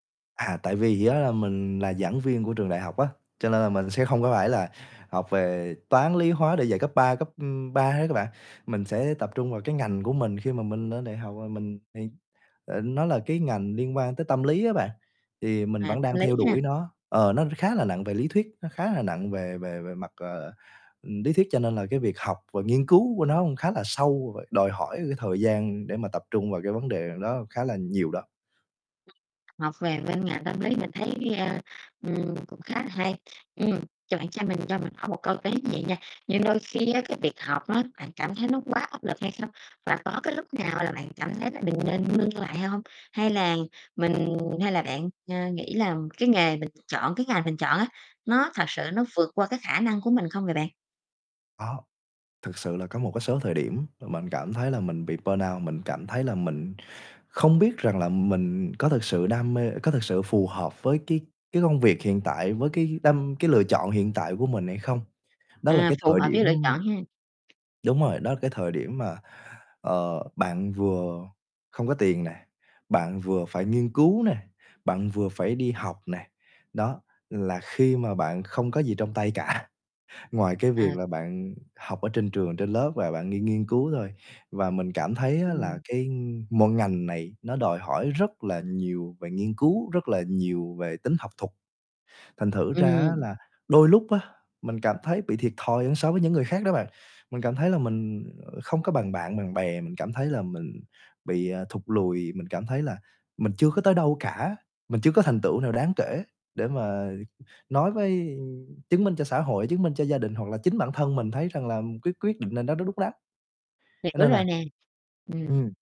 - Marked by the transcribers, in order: other background noise; distorted speech; unintelligible speech; tapping; unintelligible speech; static; in English: "burnout"; chuckle; other noise
- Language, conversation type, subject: Vietnamese, podcast, Sau khi tốt nghiệp, bạn chọn học tiếp hay đi làm ngay?